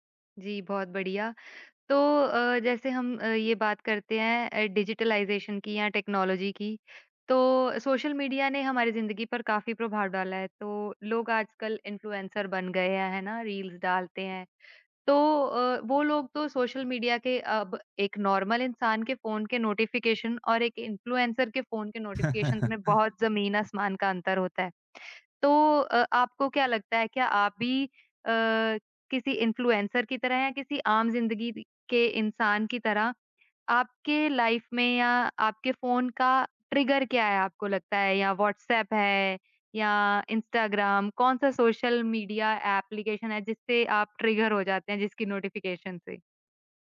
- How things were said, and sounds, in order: in English: "डिजिटलाइज़ेशन"; in English: "टेक्नोलॉज़ी"; in English: "इन्फ्लुएंसर"; in English: "रील्स"; in English: "नॉर्मल"; in English: "नोटिफ़िकेशन"; in English: "इन्फ्लुएंसर"; chuckle; in English: "नोटिफ़िकेशन"; in English: "इन्फ्लुएंसर"; in English: "लाइफ"; in English: "ट्रिगर"; in English: "एप्लीकेशन"; in English: "ट्रिगर"; in English: "नोटिफ़िकेशन"
- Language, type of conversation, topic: Hindi, podcast, आप डिजिटल ध्यान-भंग से कैसे निपटते हैं?